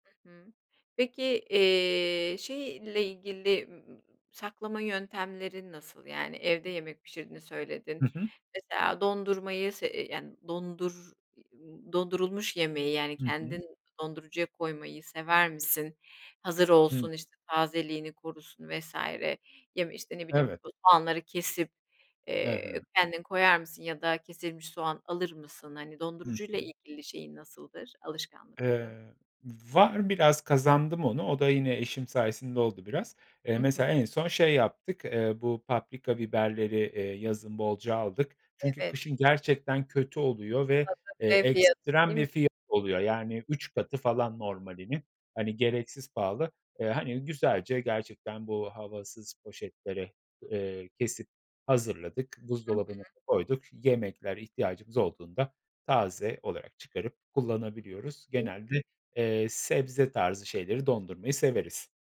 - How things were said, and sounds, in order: other background noise; unintelligible speech; other noise; tapping; unintelligible speech
- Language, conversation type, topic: Turkish, podcast, Evde yemek pişirme alışkanlıkların nelerdir?